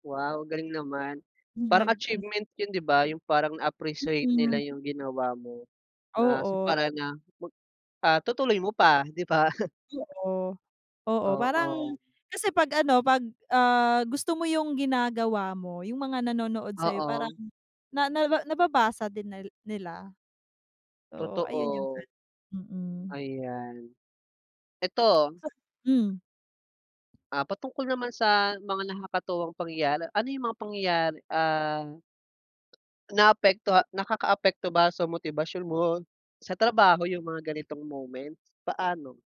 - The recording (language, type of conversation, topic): Filipino, unstructured, Ano ang pinaka-nakakatuwang karanasan mo sa trabaho?
- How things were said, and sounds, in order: tapping; chuckle